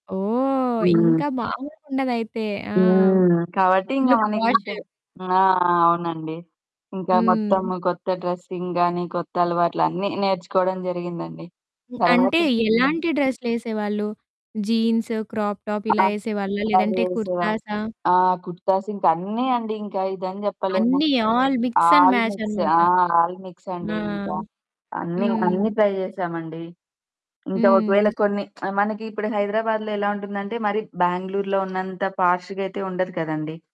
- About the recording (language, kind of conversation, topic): Telugu, podcast, కాలంతో పాటు మీ దుస్తుల ఎంపిక ఎలా మారింది?
- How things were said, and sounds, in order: static; distorted speech; in English: "ఫుల్ పోష్"; in English: "డ్రెసింగ్"; in English: "జీన్స్, క్రాప్ టాప్"; unintelligible speech; in English: "ఆల్ మిక్స్"; in English: "ఆల్ మిక్స్"; in English: "ఆల్ మిక్స్ అండ్ మ్యాచ్"; in English: "ట్రై"; lip smack; other background noise; in English: "పాష్‌గా"